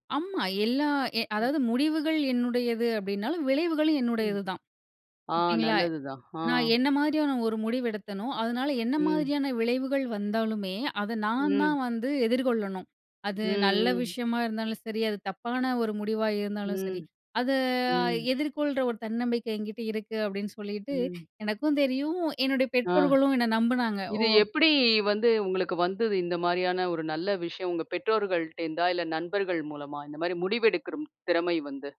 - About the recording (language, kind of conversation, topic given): Tamil, podcast, ஒரு வழிகாட்டியின் கருத்து உங்கள் முடிவுகளைப் பாதிக்கும்போது, அதை உங்கள் சொந்த விருப்பத்துடனும் பொறுப்புடனும் எப்படி சமநிலைப்படுத்திக் கொள்கிறீர்கள்?
- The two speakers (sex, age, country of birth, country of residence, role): female, 30-34, India, India, guest; female, 45-49, India, India, host
- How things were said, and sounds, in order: none